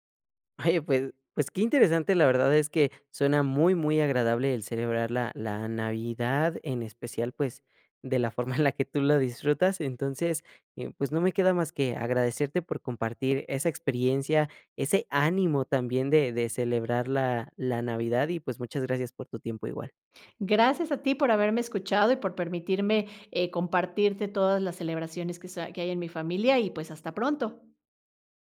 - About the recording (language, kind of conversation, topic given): Spanish, podcast, ¿Qué tradición familiar te hace sentir que realmente formas parte de tu familia?
- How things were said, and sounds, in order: none